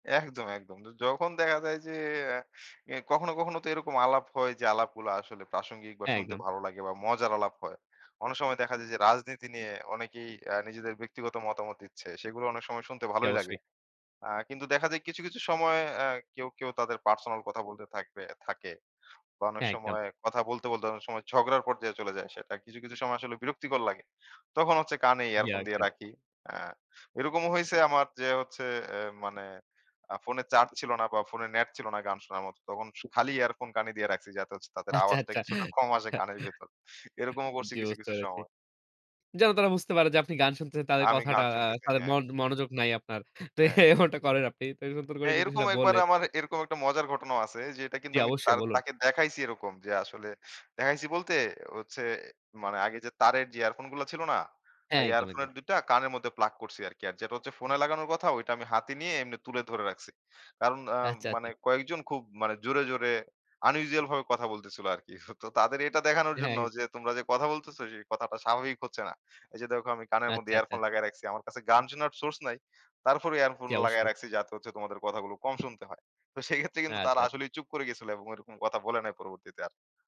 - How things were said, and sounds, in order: "একদম" said as "এখদম"; "জি" said as "ইয়ো"; unintelligible speech; other background noise; laughing while speaking: "আচ্ছা, আচ্চা"; "আচ্ছা" said as "আচ্চা"; chuckle; laughing while speaking: "তো এমনটা করেন আপনি"; tapping; "জি" said as "চি"; "আচ্ছা" said as "আচআ"; in English: "unusual"; chuckle; "হ্যাঁ" said as "হ্যাই"; "আচ্ছা" said as "আচ্চা"; "আচ্ছা" said as "আচআ"; "তারপরও" said as "তারফরও"; laughing while speaking: "সেক্ষেত্রে"; "আচ্ছা" said as "আচ"; "আচ্ছা" said as "আচা"
- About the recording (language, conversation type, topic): Bengali, podcast, লোকাল ট্রেন বা বাসে ভ্রমণের আপনার সবচেয়ে মজার স্মৃতি কী?